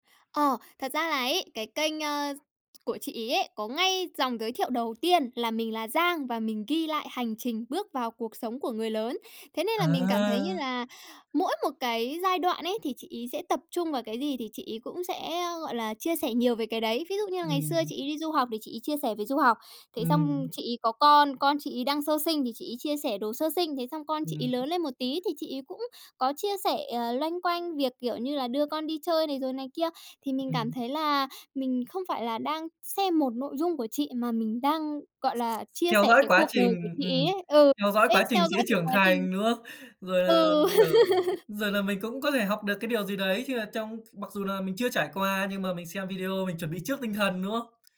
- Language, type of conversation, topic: Vietnamese, podcast, Ai là biểu tượng phong cách mà bạn ngưỡng mộ nhất?
- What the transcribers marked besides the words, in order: tapping; other background noise; laugh